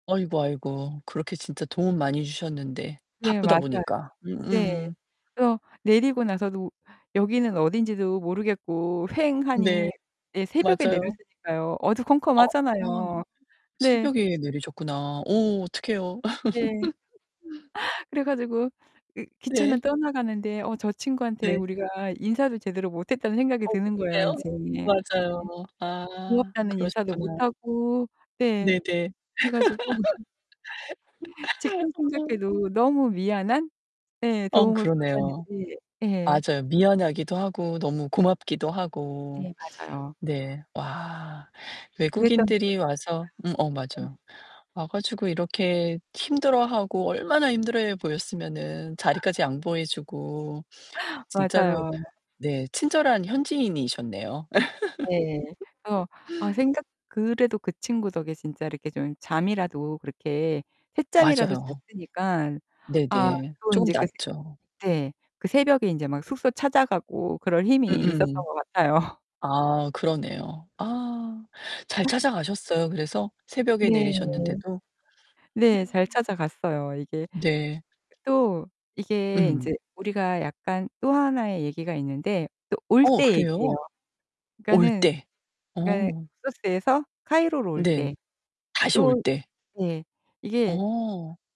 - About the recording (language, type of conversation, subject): Korean, podcast, 여행 중에 누군가에게 도움을 받거나 도움을 준 적이 있으신가요?
- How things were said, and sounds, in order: distorted speech; laugh; unintelligible speech; laugh; laugh; other background noise; laughing while speaking: "같아요"